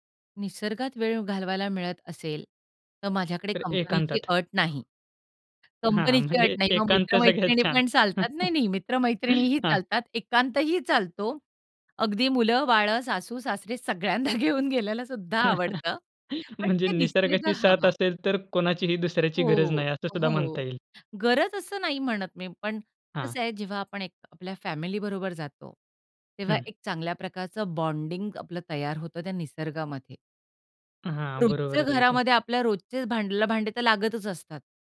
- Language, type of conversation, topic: Marathi, podcast, निसर्गात वेळ घालवण्यासाठी तुमची सर्वात आवडती ठिकाणे कोणती आहेत?
- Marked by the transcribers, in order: other background noise; laughing while speaking: "सगळ्यात छान"; chuckle; chuckle; laughing while speaking: "म्हणजे निसर्गाची साथ असेल"; unintelligible speech; in English: "बॉन्डिंग"